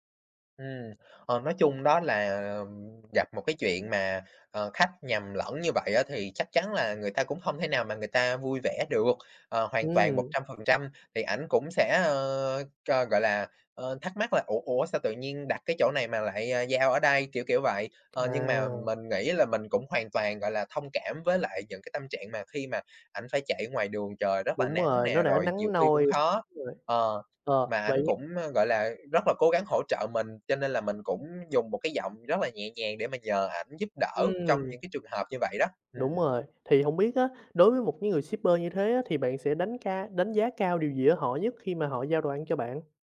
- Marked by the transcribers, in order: tapping; in English: "shipper"
- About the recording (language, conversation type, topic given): Vietnamese, podcast, Bạn thường có thói quen sử dụng dịch vụ giao đồ ăn như thế nào?